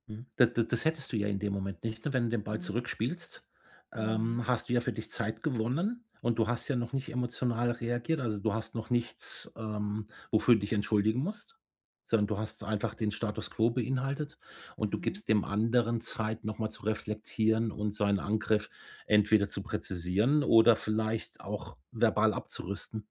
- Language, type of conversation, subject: German, advice, Wie kann ich offener für Kritik werden, ohne defensiv oder verletzt zu reagieren?
- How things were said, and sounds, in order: none